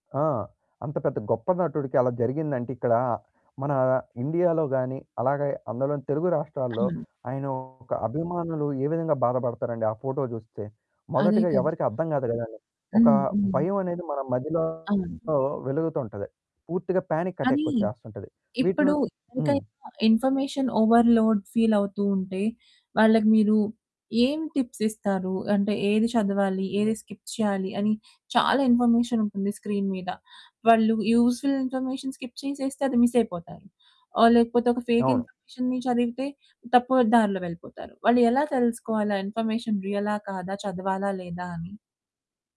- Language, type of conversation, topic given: Telugu, podcast, మీకు నిజంగా ఏ సమాచారం అవసరమో మీరు ఎలా నిర్ణయిస్తారు?
- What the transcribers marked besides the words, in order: static; distorted speech; other background noise; in English: "పానిక్ అటాక్"; in English: "ఇన్ఫర్మేషన్ ఓవర్‌లోడ్ ఫీల్"; in English: "టిప్స్"; in English: "స్కిప్"; in English: "ఇన్ఫర్మేషన్"; in English: "స్క్రీన్"; in English: "యూజ్ఫుల్ ఇన్ఫర్మేషన్ స్కిప్"; in English: "మిస్"; in English: "ఫేక్ ఇన్ఫర్మేషన్‌ని"; in English: "ఇన్ఫర్మేషన్"